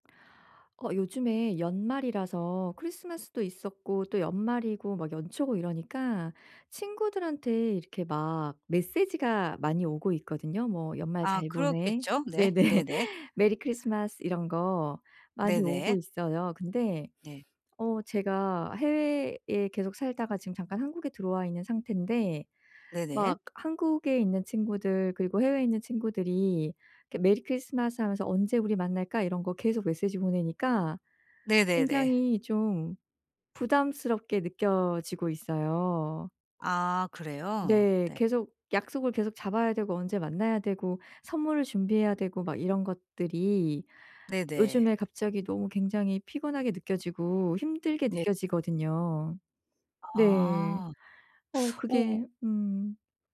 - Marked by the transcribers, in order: laughing while speaking: "네네"; teeth sucking
- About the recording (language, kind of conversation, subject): Korean, advice, 친구들과의 약속이 자주 피곤하게 느껴질 때 어떻게 하면 좋을까요?